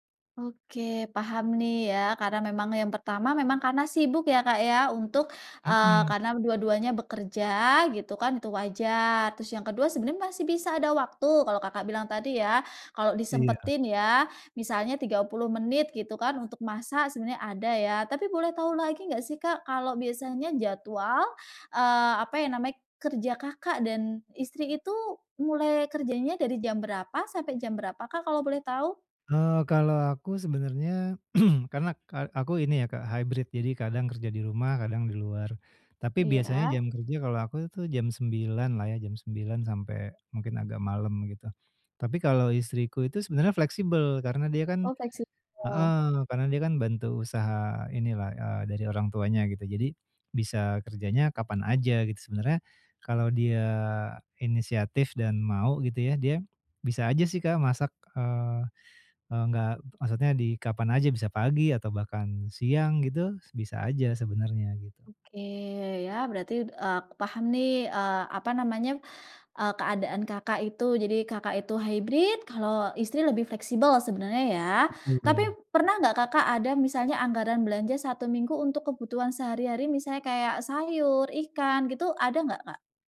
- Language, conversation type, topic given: Indonesian, advice, Bagaimana cara membuat daftar belanja yang praktis dan hemat waktu untuk makanan sehat mingguan?
- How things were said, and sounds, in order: throat clearing; other background noise